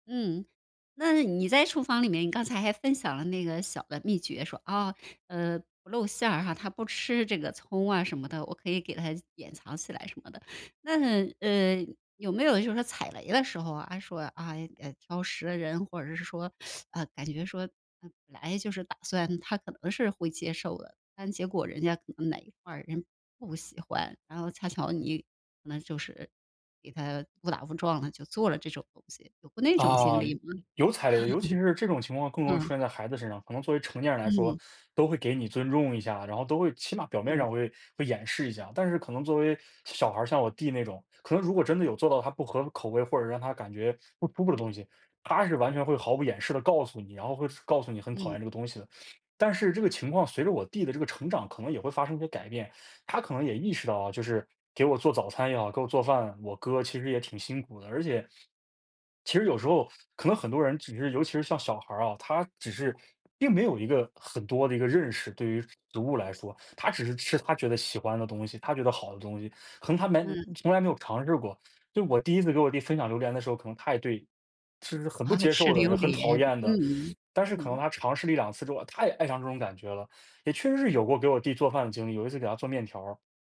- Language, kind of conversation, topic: Chinese, podcast, 给挑食的人做饭时，你有什么秘诀？
- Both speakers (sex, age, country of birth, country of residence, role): female, 45-49, China, United States, host; male, 20-24, China, United States, guest
- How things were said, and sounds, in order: teeth sucking; laugh; teeth sucking; other background noise; laughing while speaking: "啊"